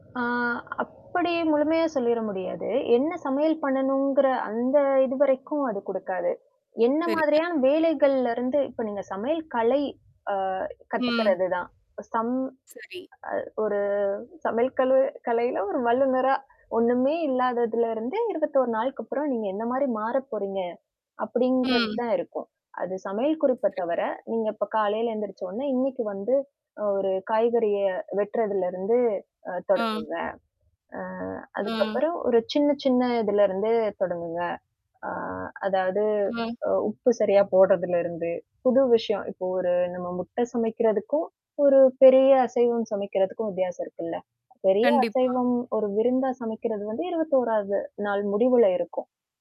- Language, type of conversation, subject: Tamil, podcast, உங்களுக்கு அதிகம் உதவிய உற்பத்தித் திறன் செயலிகள் எவை என்று சொல்ல முடியுமா?
- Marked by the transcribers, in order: static; other noise; distorted speech; unintelligible speech; mechanical hum